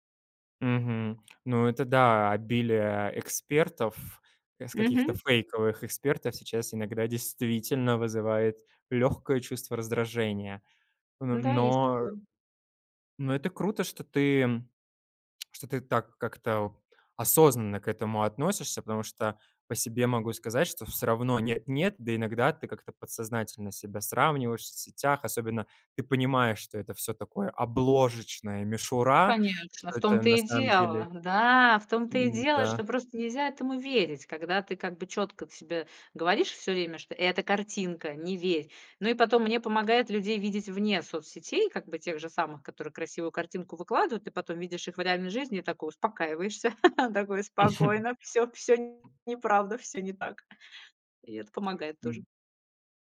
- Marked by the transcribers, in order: chuckle; tapping; chuckle
- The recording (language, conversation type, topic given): Russian, podcast, Как вы перестали сравнивать себя с другими?